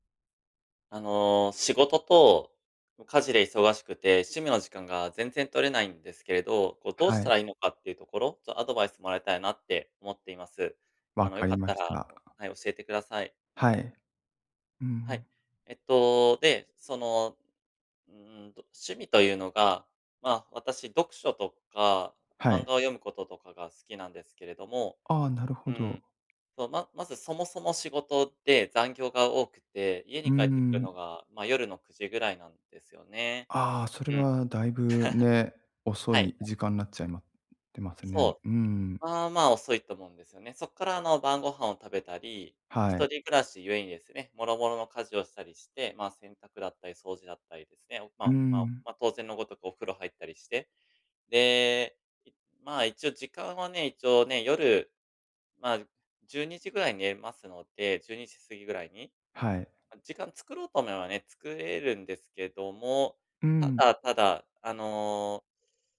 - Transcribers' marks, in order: tapping; laugh; other background noise; other noise
- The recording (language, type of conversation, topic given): Japanese, advice, 仕事や家事で忙しくて趣味の時間が取れないとき、どうすれば時間を確保できますか？